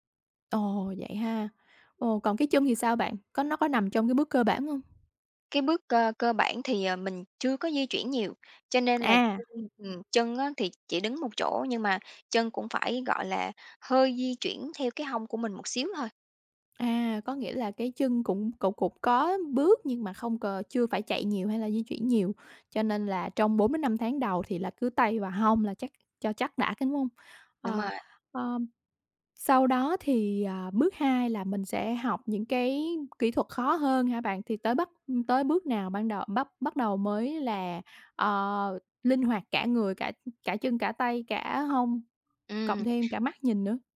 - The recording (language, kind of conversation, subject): Vietnamese, podcast, Bạn có mẹo nào dành cho người mới bắt đầu không?
- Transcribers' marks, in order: other background noise; other noise